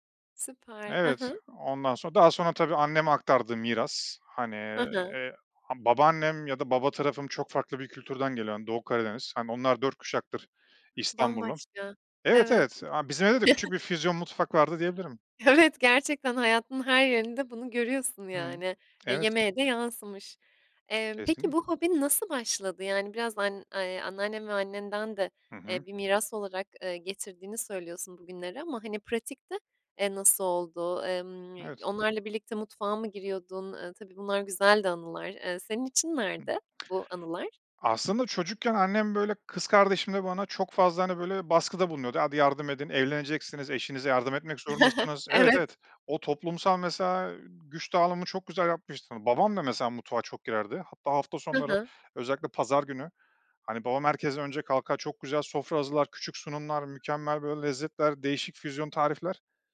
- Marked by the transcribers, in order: tapping; other background noise; chuckle; laughing while speaking: "Evet"; chuckle; laughing while speaking: "Evet"
- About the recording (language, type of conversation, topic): Turkish, podcast, Yemek yapmayı hobi hâline getirmek isteyenlere ne önerirsiniz?